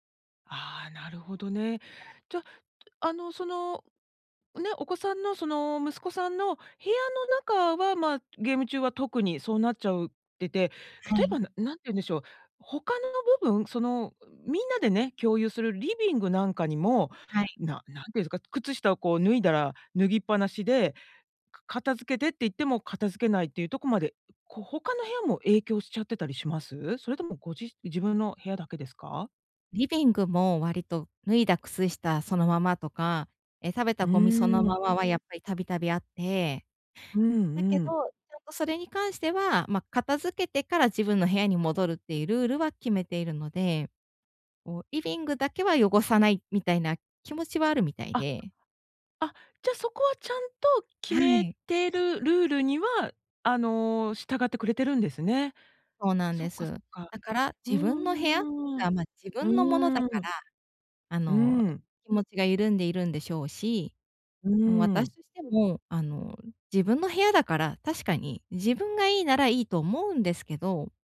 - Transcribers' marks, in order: other background noise
- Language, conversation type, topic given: Japanese, advice, 家の散らかりは私のストレスにどのような影響を与えますか？